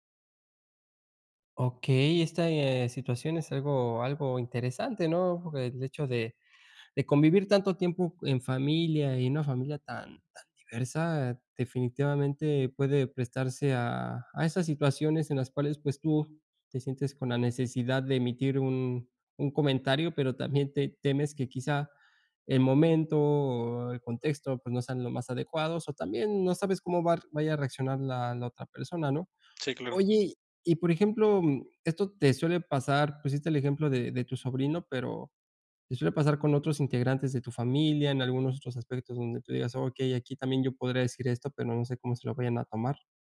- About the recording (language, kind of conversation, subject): Spanish, advice, ¿Cómo puedo expresar lo que pienso sin generar conflictos en reuniones familiares?
- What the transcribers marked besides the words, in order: none